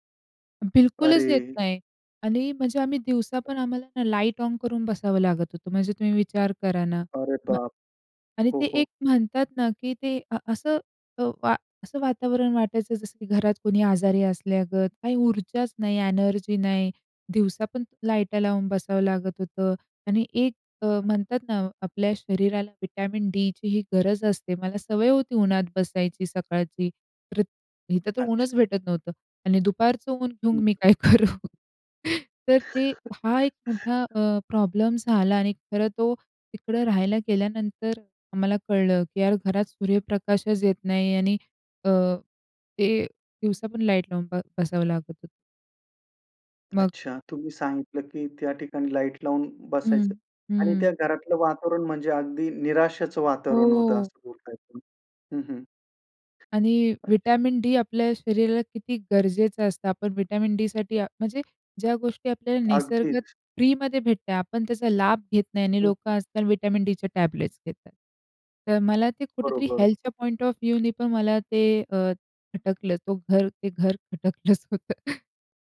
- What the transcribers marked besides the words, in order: other background noise; in English: "लाइट ऑन"; surprised: "अरे बाप!"; in English: "व्हिटॅमिन डीचीही"; laughing while speaking: "काय करू"; chuckle; in English: "प्रॉब्लेम"; tapping; drawn out: "हो"; in English: "व्हिटॅमिन डी"; unintelligible speech; in English: "व्हिटॅमिन डीसाठी"; in English: "फ्रीमध्ये"; in English: "व्हिटॅमिन डीच्या टॅबलेट्स"; in English: "हेल्थच्या पॉइंट ऑफ व्ह्यूने"; laughing while speaking: "खटकलंच होतं"
- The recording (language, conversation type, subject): Marathi, podcast, घरात प्रकाश कसा असावा असं तुला वाटतं?